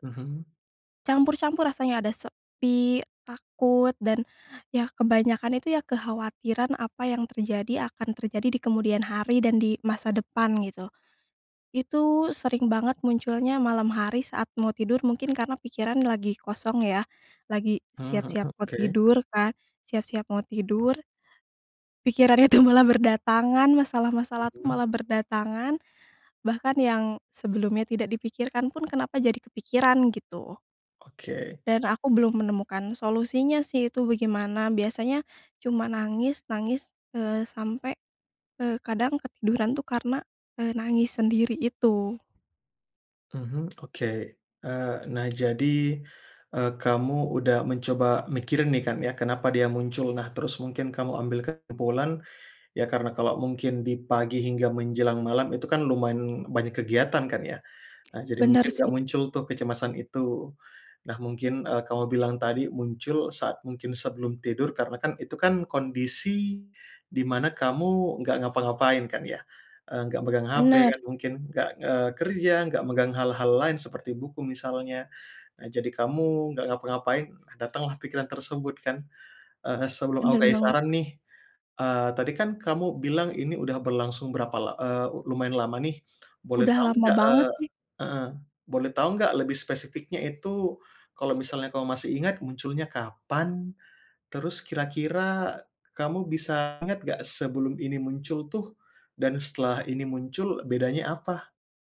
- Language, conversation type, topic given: Indonesian, advice, Bagaimana cara mengatasi sulit tidur karena pikiran stres dan cemas setiap malam?
- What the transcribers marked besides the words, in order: laughing while speaking: "pikiran itu"; tapping